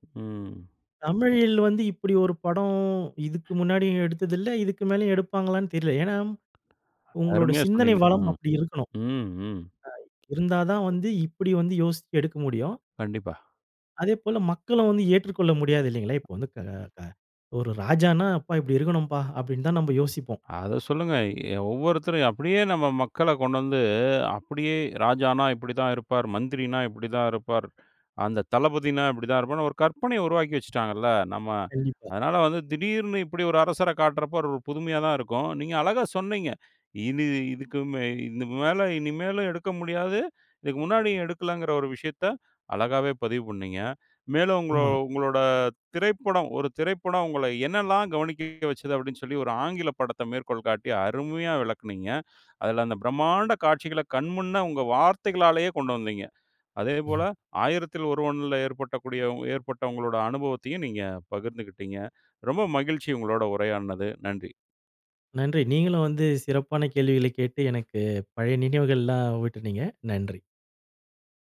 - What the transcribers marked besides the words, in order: surprised: "தமிழில் வந்து இப்பிடி ஒரு படம் … யோசிச்சு எடுக்க முடியும்"; other background noise; drawn out: "பிரம்மாண்ட"
- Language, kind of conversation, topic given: Tamil, podcast, ஒரு திரைப்படம் உங்களின் கவனத்தை ஈர்த்ததற்கு காரணம் என்ன?